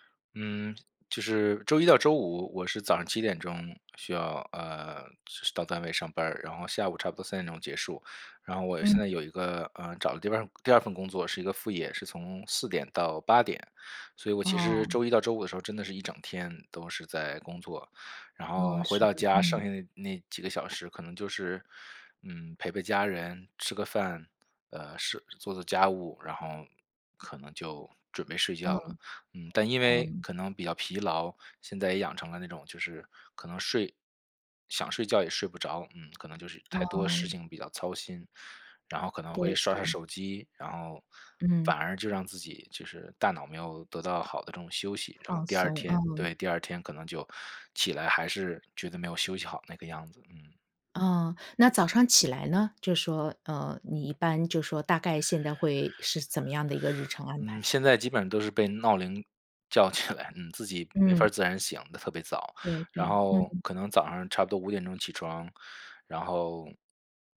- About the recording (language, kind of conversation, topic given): Chinese, advice, 你想如何建立稳定的晨间习惯并坚持下去？
- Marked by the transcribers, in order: teeth sucking; laughing while speaking: "叫起来"